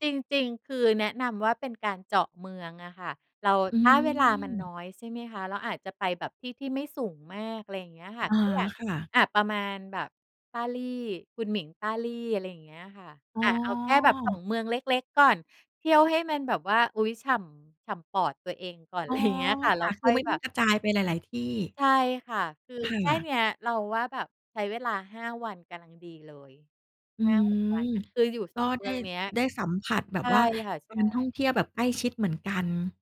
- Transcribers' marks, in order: laughing while speaking: "ไร"; "กำลัง" said as "กะลัง"
- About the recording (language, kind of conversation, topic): Thai, podcast, การเดินทางแบบเนิบช้าทำให้คุณมองเห็นอะไรได้มากขึ้น?